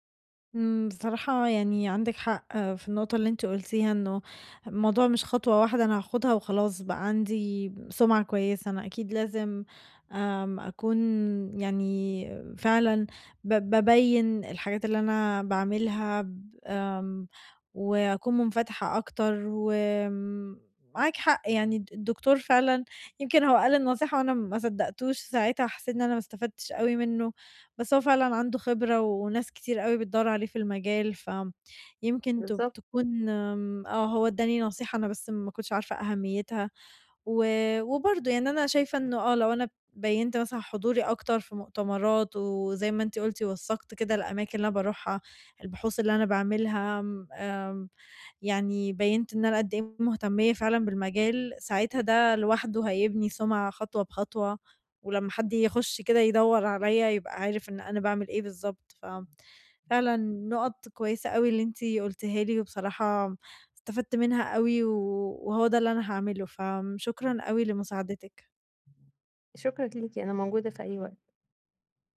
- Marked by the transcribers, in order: none
- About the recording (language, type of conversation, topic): Arabic, advice, إزاي أبدأ أبني سمعة مهنية قوية في شغلي؟